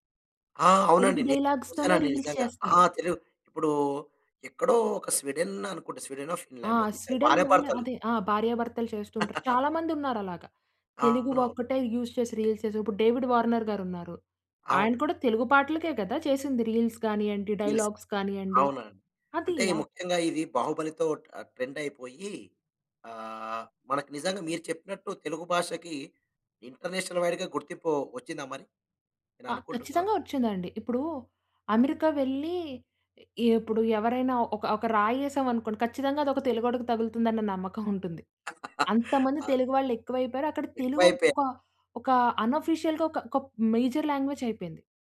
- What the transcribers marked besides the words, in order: in English: "డైలాగ్స్‌తోనే రీల్స్"; chuckle; other background noise; in English: "యూజ్"; in English: "రీల్స్"; in English: "రీల్స్"; in English: "రీల్స్"; in English: "డైలాగ్స్"; in English: "ఇంటర్నేషనల్ వైడ్‌గా"; giggle; laugh; in English: "అనఫీషియల్‌గా"; in English: "మేజర్"
- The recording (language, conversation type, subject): Telugu, podcast, మీ ప్రాంతీయ భాష మీ గుర్తింపుకు ఎంత అవసరమని మీకు అనిపిస్తుంది?